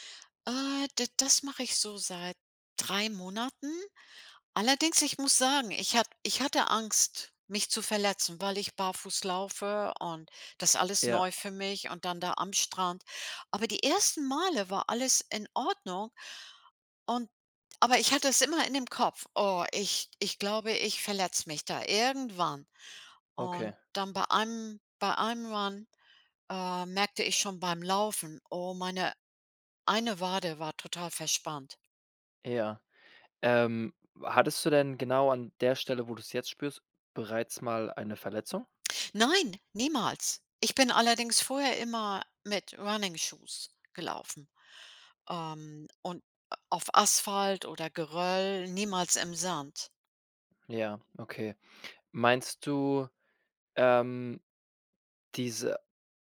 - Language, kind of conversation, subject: German, advice, Wie kann ich mit der Angst umgehen, mich beim Training zu verletzen?
- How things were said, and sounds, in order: put-on voice: "Run"; in English: "Running Shoes"